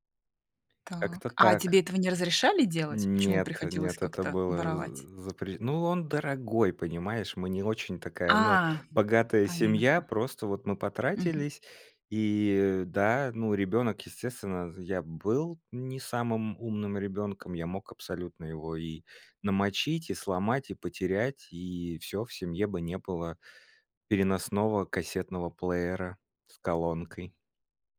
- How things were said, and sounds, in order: other background noise
- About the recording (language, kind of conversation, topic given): Russian, podcast, Что ты помнишь о первом музыкальном носителе — кассете или CD?